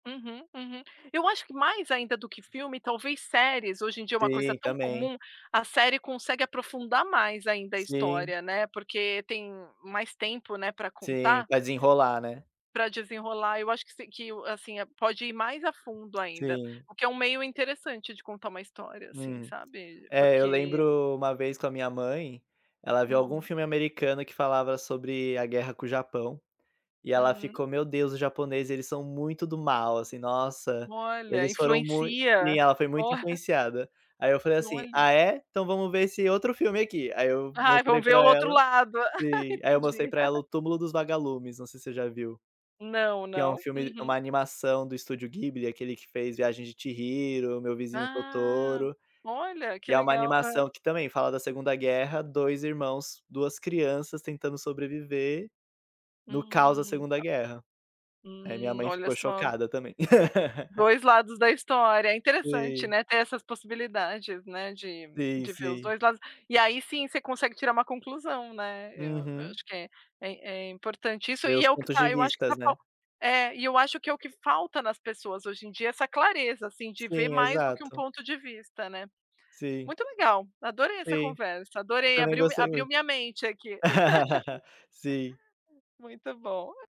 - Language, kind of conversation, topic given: Portuguese, unstructured, Você acha que a história reflete mais o ponto de vista dos vencedores ou dos perdedores?
- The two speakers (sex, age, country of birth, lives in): female, 40-44, Brazil, United States; male, 25-29, Brazil, Portugal
- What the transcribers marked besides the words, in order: tapping; chuckle; laugh; laugh; laugh